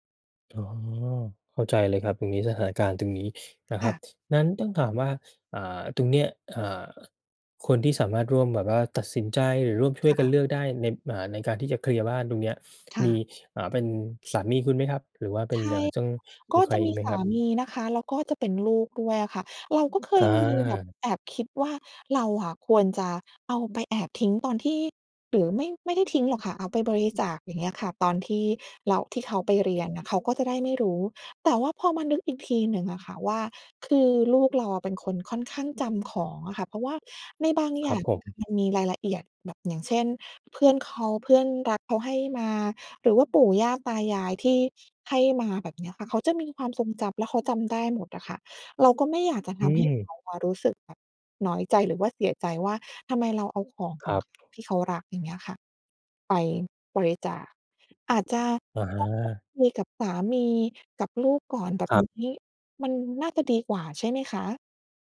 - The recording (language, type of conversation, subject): Thai, advice, อยากจัดบ้านให้ของน้อยลงแต่กลัวเสียดายเวลาต้องทิ้งของ ควรทำอย่างไร?
- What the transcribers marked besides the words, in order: other background noise; tapping